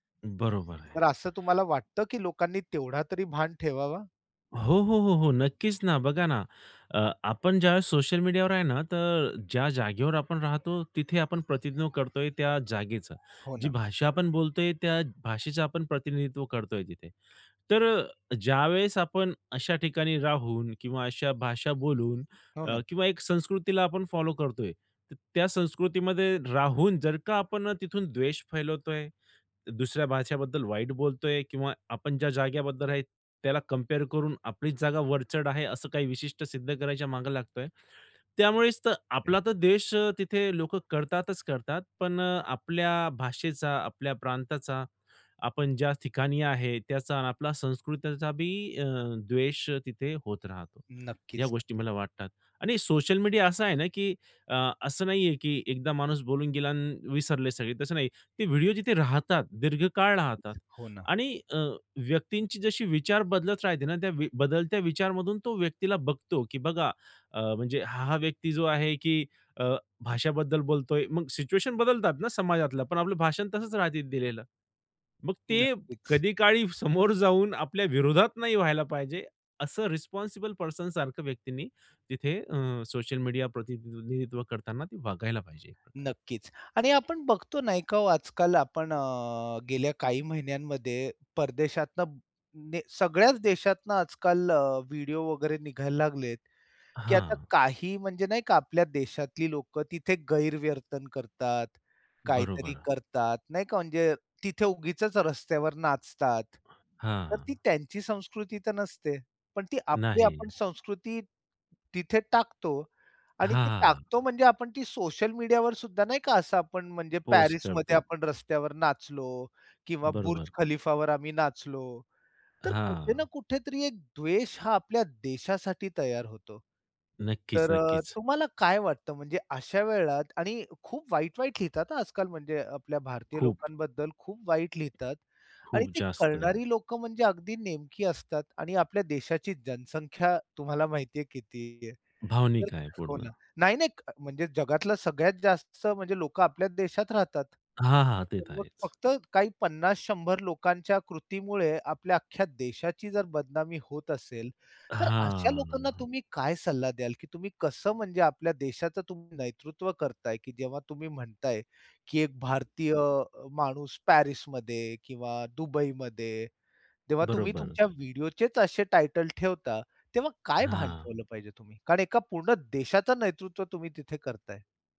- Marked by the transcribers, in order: other background noise; other noise; unintelligible speech; tapping; in English: "रिस्पॉन्सिबल"; "गैरवर्तन" said as "गैरव्यर्थन"; drawn out: "हां"
- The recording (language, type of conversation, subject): Marathi, podcast, सोशल मीडियावर प्रतिनिधित्व कसे असावे असे तुम्हाला वाटते?